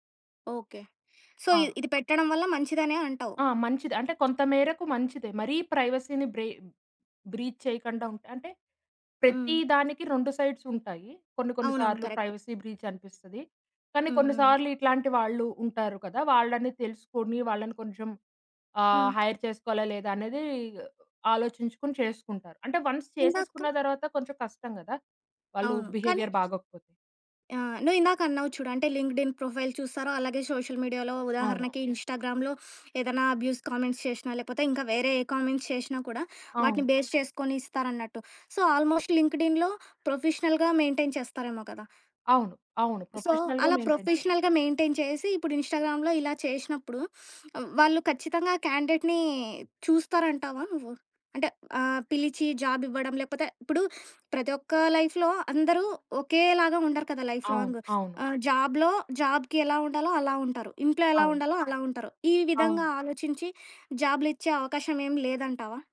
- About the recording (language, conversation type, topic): Telugu, podcast, రిక్రూటర్లు ఉద్యోగాల కోసం అభ్యర్థుల సామాజిక మాధ్యమ ప్రొఫైల్‌లను పరిశీలిస్తారనే భావనపై మీ అభిప్రాయం ఏమిటి?
- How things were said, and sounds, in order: in English: "సో"; other background noise; in English: "ప్రైవసీని బ్రె బ్రీచ్"; in English: "సైడ్స్"; in English: "ప్రైవసీ బ్రీచ్"; in English: "హైర్"; in English: "వన్స్"; in English: "బిహేవియర్"; in English: "లింక్డిన్ ప్రొఫైల్"; in English: "సోషల్ మీడియాలో"; in English: "ఇన్‌స్టాగ్రామ్‌లో"; in English: "అబ్యూజ్ కామెంట్స్"; in English: "కామెంట్స్"; in English: "బేస్"; in English: "సో, ఆల్మోస్ట్ లింక్డిన్‌లో ప్రొఫెషనల్‌గా మెయింటైన్"; in English: "ప్రొఫెషనల్‌గా మెయింటైన్"; in English: "సో"; in English: "ప్రొఫెషనల్‌గా మెయింటైన్"; in English: "ఇన్‌స్టాగ్రామ్‌లో"; in English: "క్యాండిడేట్‌ని"; in English: "లైఫ్‌లో"; in English: "లైఫ్"; in English: "జాబ్‌లో జాబ్‌కి"; in English: "జాబ్‌లిచ్చే"